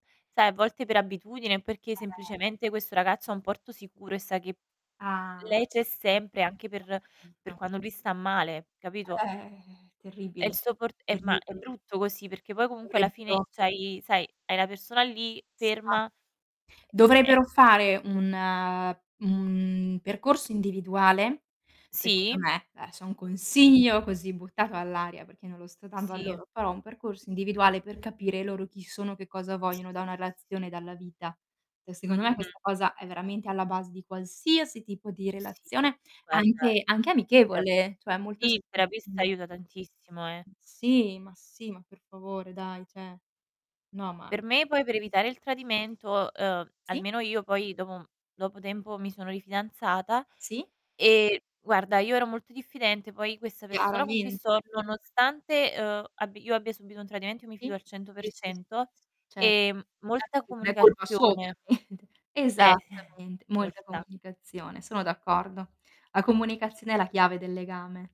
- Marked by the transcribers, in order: static; distorted speech; other background noise; "cioè" said as "ceh"; drawn out: "un"; "Cioè" said as "ceh"; unintelligible speech; unintelligible speech; "cioè" said as "ceh"; unintelligible speech; laughing while speaking: "ovviamente"; laughing while speaking: "Eh"
- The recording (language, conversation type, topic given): Italian, unstructured, Come si può perdonare un tradimento in una relazione?